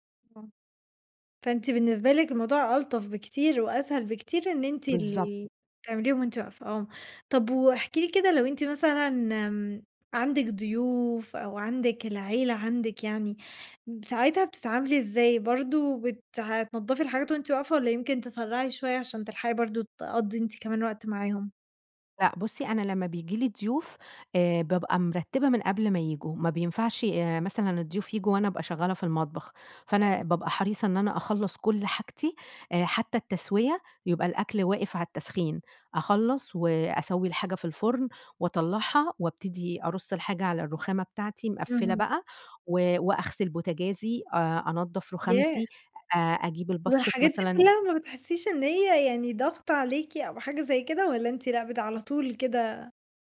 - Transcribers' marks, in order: tapping; in English: "الباسكِت"
- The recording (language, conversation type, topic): Arabic, podcast, ازاي تحافظي على ترتيب المطبخ بعد ما تخلصي طبخ؟